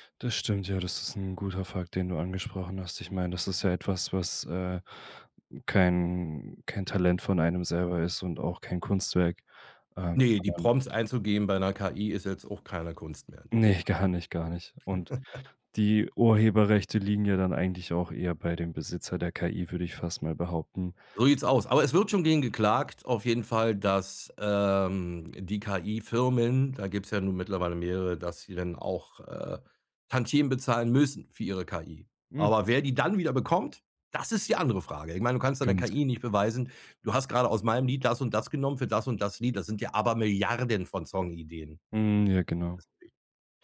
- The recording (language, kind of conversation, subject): German, podcast, Wie verändert TikTok die Musik- und Popkultur aktuell?
- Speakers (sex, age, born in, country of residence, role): male, 25-29, Germany, Germany, host; male, 50-54, Germany, Germany, guest
- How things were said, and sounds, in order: chuckle; tapping; stressed: "Abermilliarden"; unintelligible speech